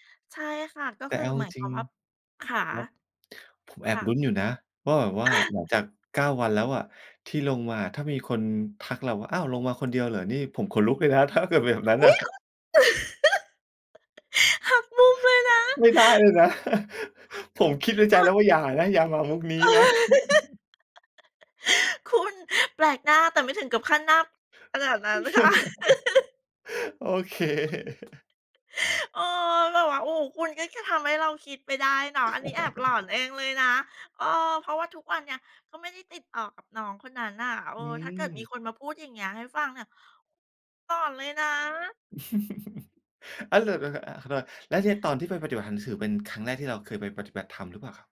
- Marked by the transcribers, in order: chuckle; other background noise; tapping; surprised: "อุ๊ย ! คุณ"; chuckle; giggle; chuckle; laugh; chuckle; laugh; laughing while speaking: "โอเค"; laugh; chuckle; chuckle; chuckle
- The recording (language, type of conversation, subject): Thai, podcast, คุณเคยได้รับความเมตตาจากคนแปลกหน้าบ้างไหม เล่าให้ฟังหน่อยได้ไหม?
- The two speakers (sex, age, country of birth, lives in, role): female, 55-59, Thailand, Thailand, guest; male, 45-49, Thailand, Thailand, host